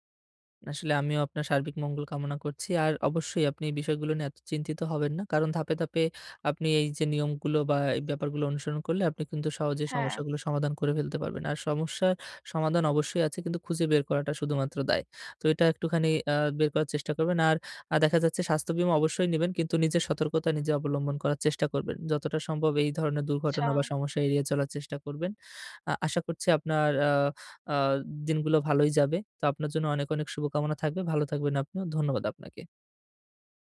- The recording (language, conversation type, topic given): Bengali, advice, স্বাস্থ্যবীমা ও চিকিৎসা নিবন্ধন
- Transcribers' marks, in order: none